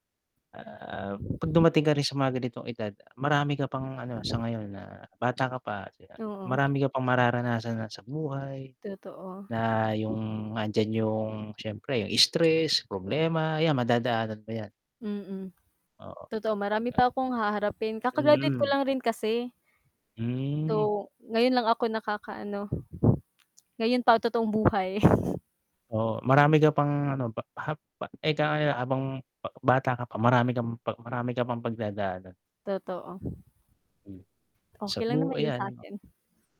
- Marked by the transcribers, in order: static; tapping; mechanical hum; chuckle
- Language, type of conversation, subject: Filipino, unstructured, Anong simpleng gawain ang nagpapasaya sa iyo araw-araw?